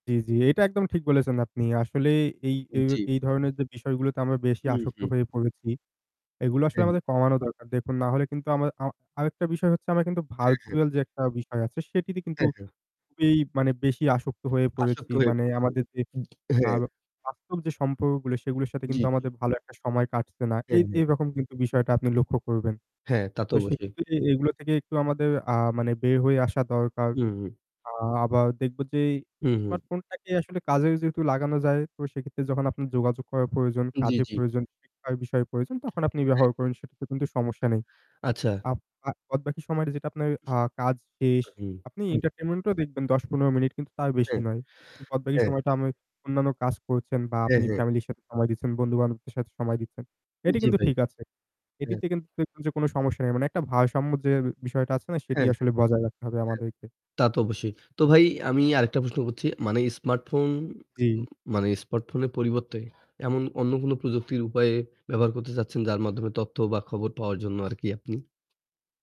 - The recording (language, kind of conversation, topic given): Bengali, unstructured, স্মার্টফোন ছাড়া জীবন কেমন কাটবে বলে আপনি মনে করেন?
- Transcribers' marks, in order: static; in English: "ভার্চুয়াল"; unintelligible speech; other background noise